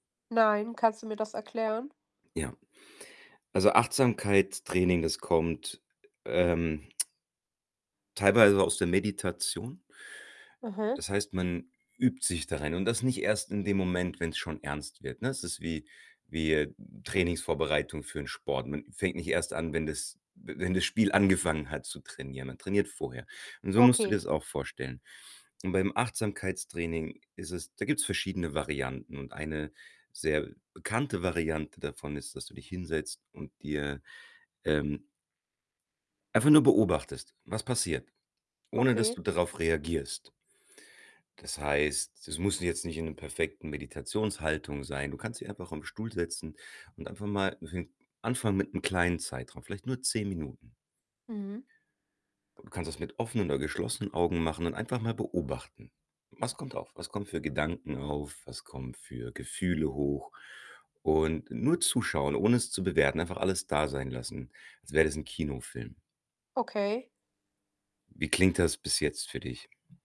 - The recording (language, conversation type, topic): German, advice, Warum werde ich wegen Kleinigkeiten plötzlich wütend und habe danach Schuldgefühle?
- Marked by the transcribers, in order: other background noise; tsk; unintelligible speech